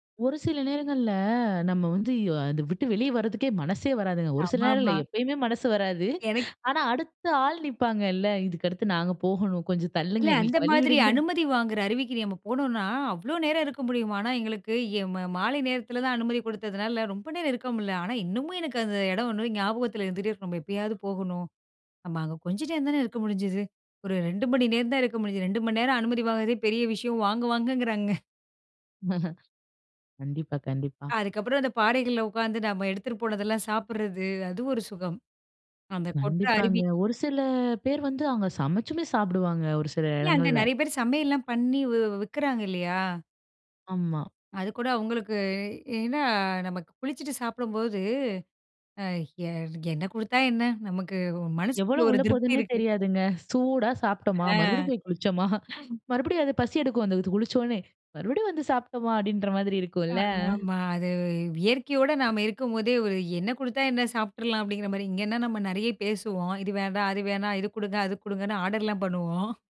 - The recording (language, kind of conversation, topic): Tamil, podcast, நீர்வீழ்ச்சியை நேரில் பார்த்தபின் உங்களுக்கு என்ன உணர்வு ஏற்பட்டது?
- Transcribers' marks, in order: other background noise; chuckle; laugh; laughing while speaking: "சூடா சாப்ட்டோமா, மறுபடியும் போய் குளிச்சோமா … மாதிரி இருக்கும் இல்ல"; drawn out: "அ"